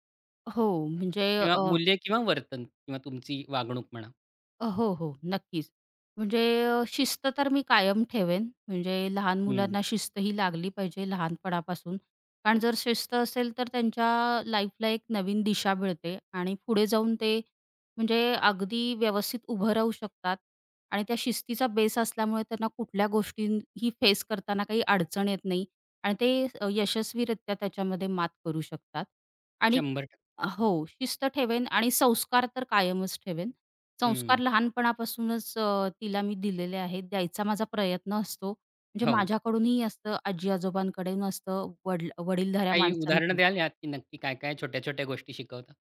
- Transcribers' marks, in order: tapping; in English: "बेस"
- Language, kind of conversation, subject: Marathi, podcast, वयाच्या वेगवेगळ्या टप्प्यांमध्ये पालकत्व कसे बदलते?